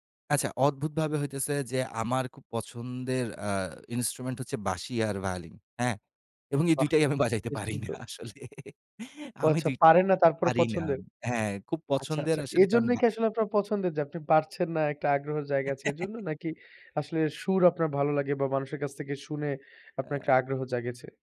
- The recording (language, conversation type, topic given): Bengali, podcast, ইনস্ট্রুমেন্ট বাজালে তুমি কী অনুভব করো?
- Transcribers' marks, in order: laughing while speaking: "দুই টাই আমি বাজাইতে পারি না আসলে"; chuckle